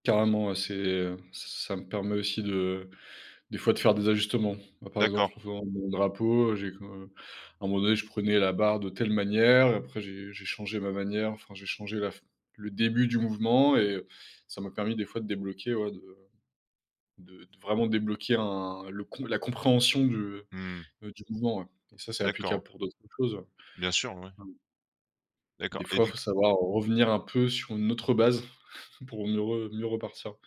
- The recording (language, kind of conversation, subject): French, podcast, Comment gères-tu la frustration lorsque tu apprends une nouvelle discipline ?
- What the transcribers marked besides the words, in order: other noise; chuckle